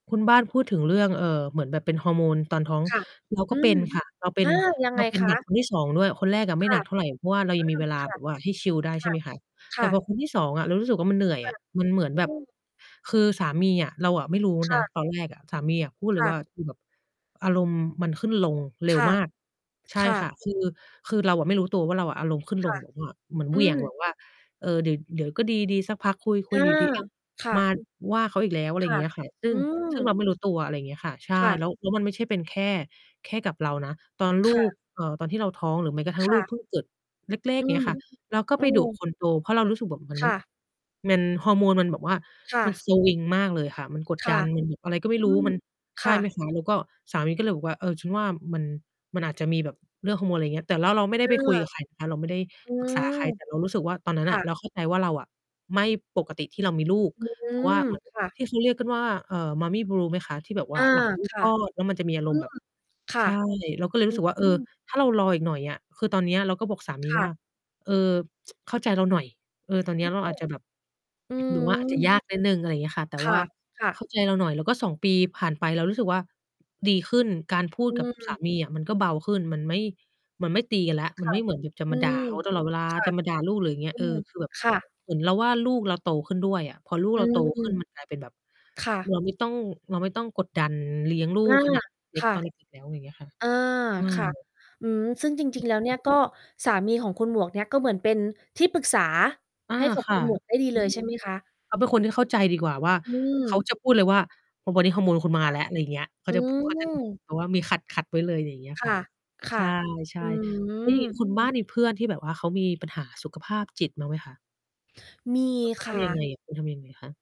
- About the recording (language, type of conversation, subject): Thai, unstructured, เราจะรู้ได้อย่างไรว่าถึงเวลาที่ควรขอความช่วยเหลือด้านสุขภาพจิตแล้ว?
- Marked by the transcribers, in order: distorted speech; tapping; other background noise; mechanical hum; in English: "Mommy blue"; tsk; background speech